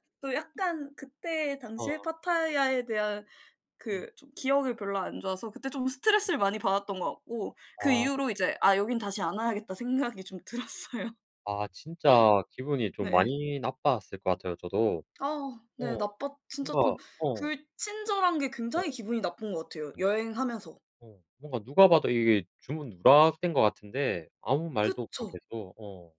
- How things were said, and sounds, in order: other background noise; laughing while speaking: "들었어요"; tapping
- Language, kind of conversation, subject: Korean, unstructured, 여행 중에 다른 사람 때문에 스트레스를 받은 적이 있나요?